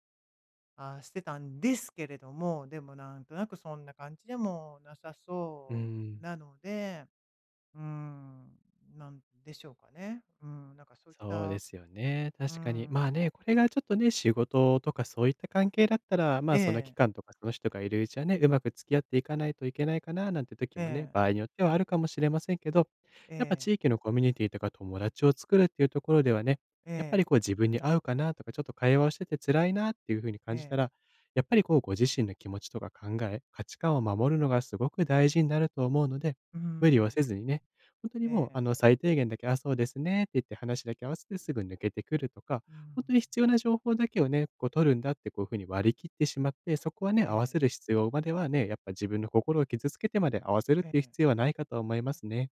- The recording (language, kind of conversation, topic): Japanese, advice, 批判されたとき、自分の価値と意見をどのように切り分けますか？
- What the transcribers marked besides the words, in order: none